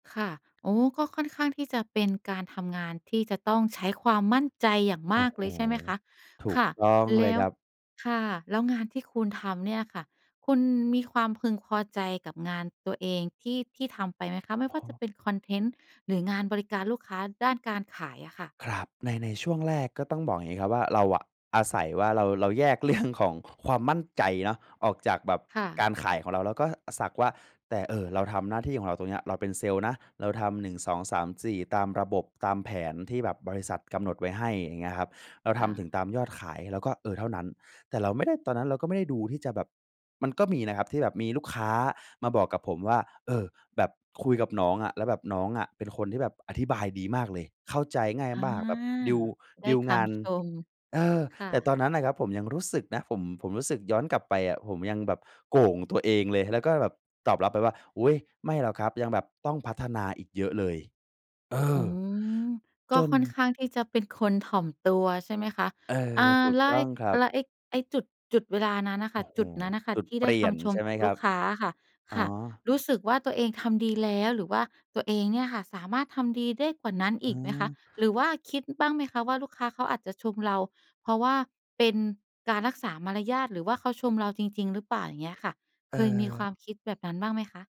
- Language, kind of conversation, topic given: Thai, podcast, คุณฝึกยอมรับคำชมให้มั่นใจได้อย่างไร?
- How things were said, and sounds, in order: laughing while speaking: "เรื่อง"; stressed: "มั่นใจ"